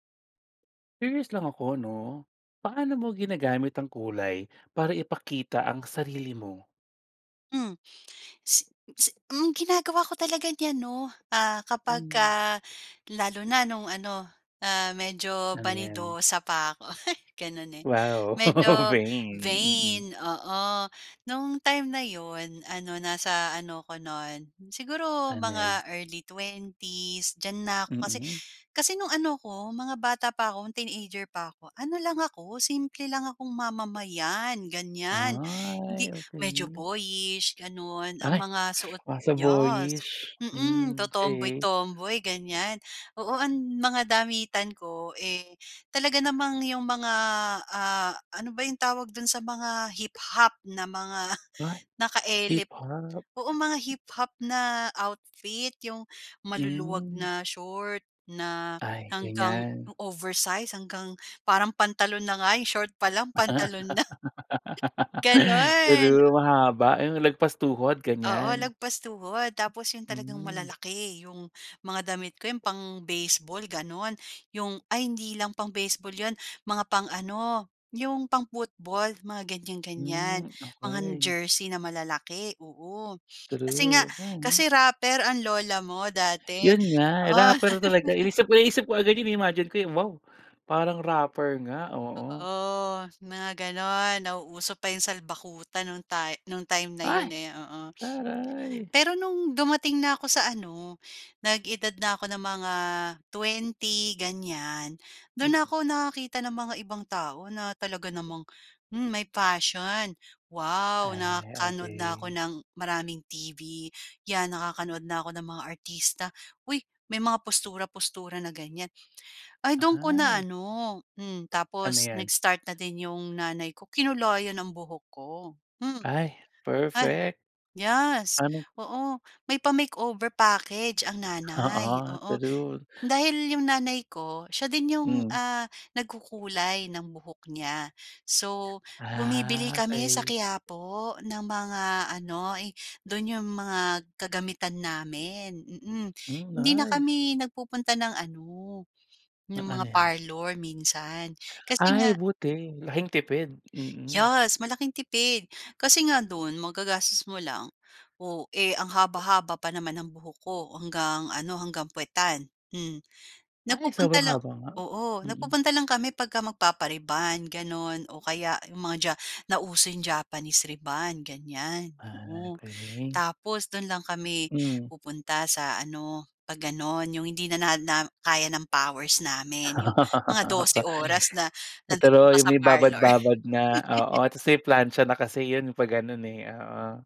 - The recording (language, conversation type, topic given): Filipino, podcast, Paano mo ginagamit ang kulay para ipakita ang sarili mo?
- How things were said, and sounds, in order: shush; chuckle; in English: "vain"; laugh; in English: "vain"; tapping; other background noise; laugh; chuckle; chuckle; in English: "pa-makeover package"; chuckle